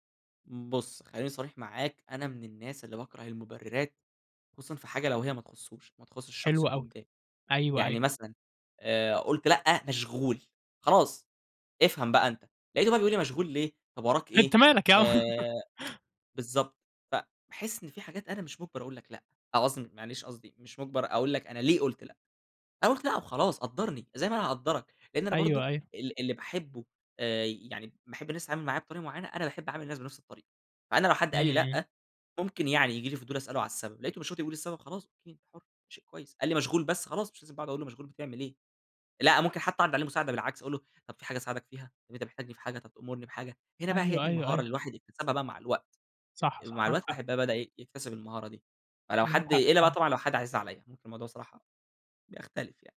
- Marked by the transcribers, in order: tsk; laughing while speaking: "أنت مالك يا عم"; chuckle
- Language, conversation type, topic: Arabic, podcast, إزاي أحط حدود وأعرف أقول لأ بسهولة؟